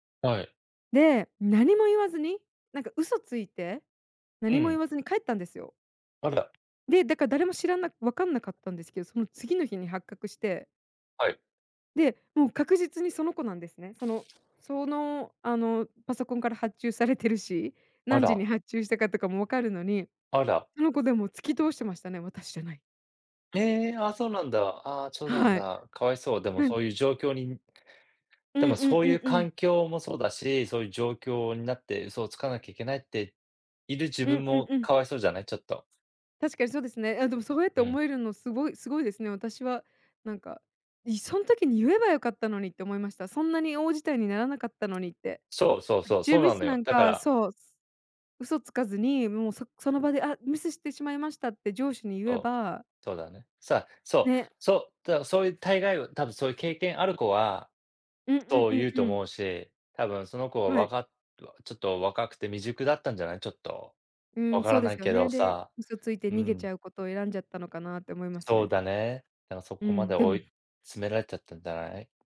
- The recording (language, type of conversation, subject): Japanese, unstructured, あなたは嘘をつくことを正当化できると思いますか？
- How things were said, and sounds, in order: tapping; other background noise; other noise